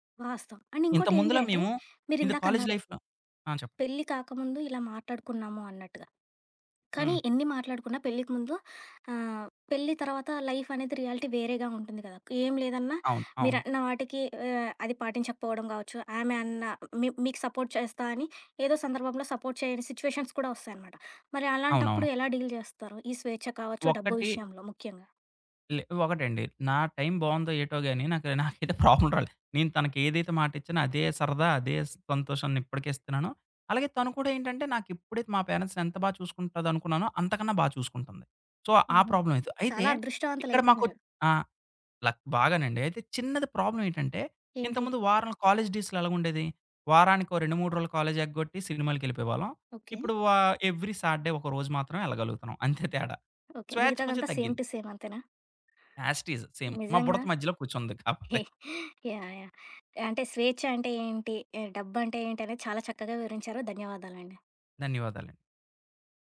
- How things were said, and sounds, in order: in English: "అండ్"; in English: "లైఫ్‌లో"; in English: "లైఫ్"; in English: "రియాలిటీ"; in English: "సపోర్ట్"; in English: "సపోర్ట్"; in English: "సిట్యుయేషన్స్"; in English: "డీల్"; in English: "ప్రాబ్లమ్"; in English: "పేరెంట్స్‌ని"; in English: "సో"; other background noise; in English: "ప్రాబ్లమ్"; in English: "లక్"; in English: "ప్రాబ్లమ్"; in English: "కాలేజ్ డేస్‌లో"; tapping; in English: "ఎవ్రీ సాటర్‌డే"; in English: "సేమ్ టు సేమ్"; in English: "ఆస్ ఇట్ ఇజ్, సేమ్"; chuckle
- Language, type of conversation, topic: Telugu, podcast, డబ్బు లేదా స్వేచ్ఛ—మీకు ఏది ప్రాధాన్యం?